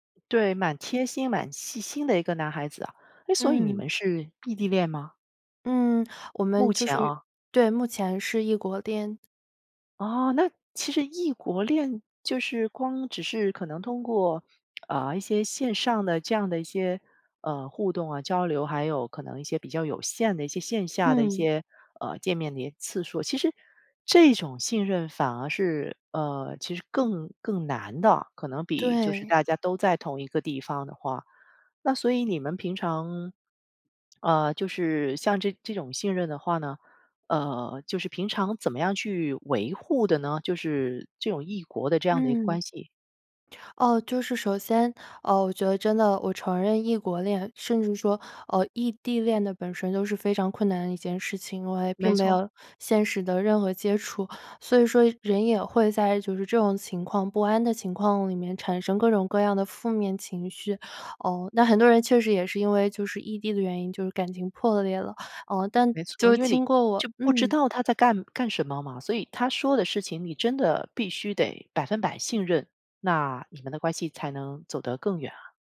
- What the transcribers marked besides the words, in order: other background noise
- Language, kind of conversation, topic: Chinese, podcast, 在爱情里，信任怎么建立起来？